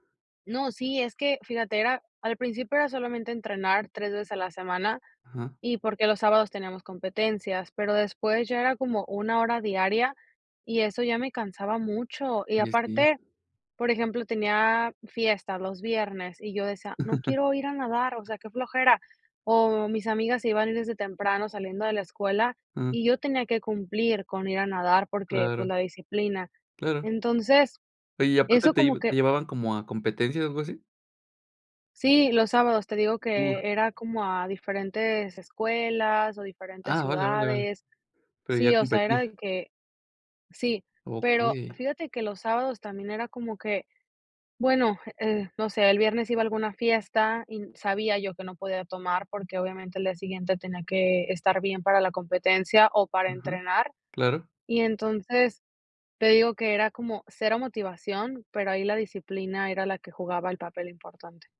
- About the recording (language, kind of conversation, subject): Spanish, podcast, ¿Qué papel tiene la disciplina frente a la motivación para ti?
- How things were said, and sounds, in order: chuckle